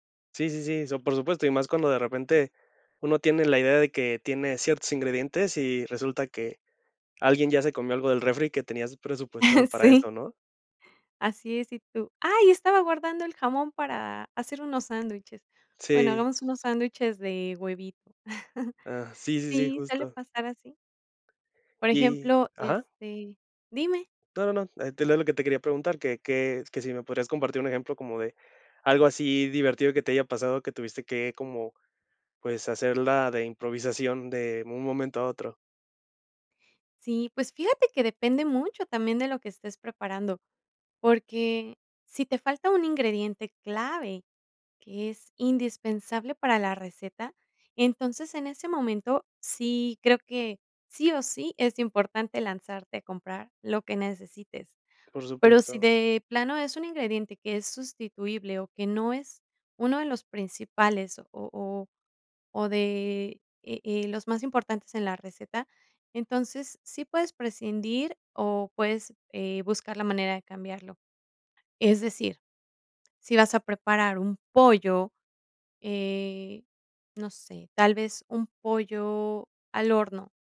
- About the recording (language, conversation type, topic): Spanish, podcast, ¿Cómo improvisas cuando te faltan ingredientes?
- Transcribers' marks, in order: tapping; laughing while speaking: "Sí"; chuckle